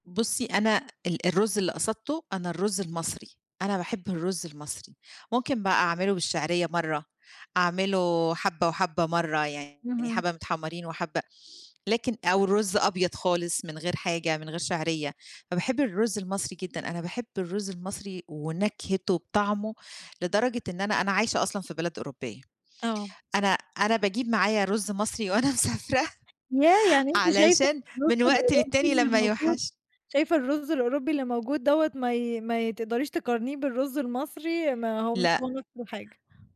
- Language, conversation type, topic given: Arabic, podcast, إيه أكتر أكلة من أكل البيت اتربّيت عليها ومابتزهقش منها؟
- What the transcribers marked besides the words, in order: other background noise; laughing while speaking: "وأنا مسافرة"